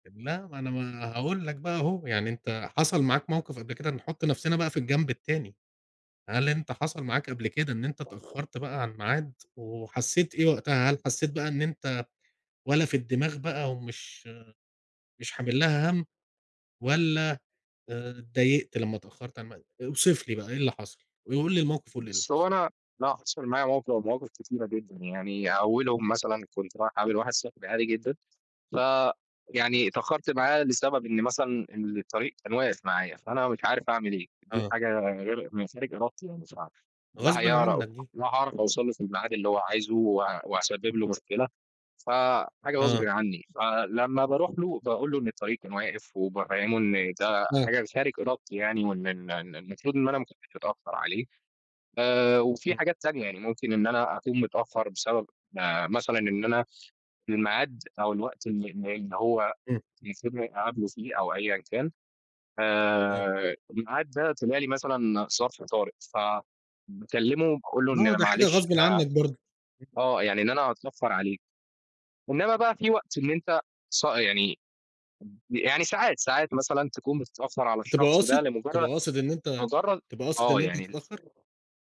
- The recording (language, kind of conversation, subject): Arabic, unstructured, ليه بيضايقك إن الناس بتتأخر عن المواعيد؟
- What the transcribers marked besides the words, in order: unintelligible speech; unintelligible speech; in English: "No"; unintelligible speech